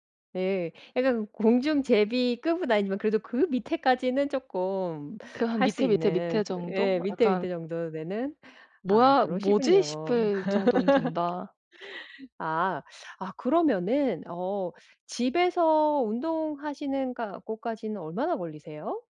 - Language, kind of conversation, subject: Korean, advice, 남의 시선에 흔들리지 않고 내 개성을 어떻게 지킬 수 있을까요?
- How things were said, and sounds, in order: other background noise